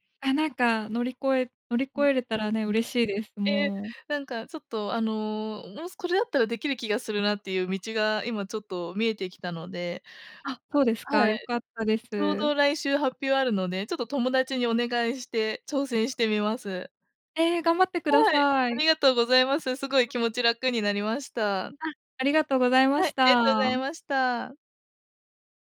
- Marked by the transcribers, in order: none
- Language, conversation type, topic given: Japanese, advice, 人前で話すと強い緊張で頭が真っ白になるのはなぜですか？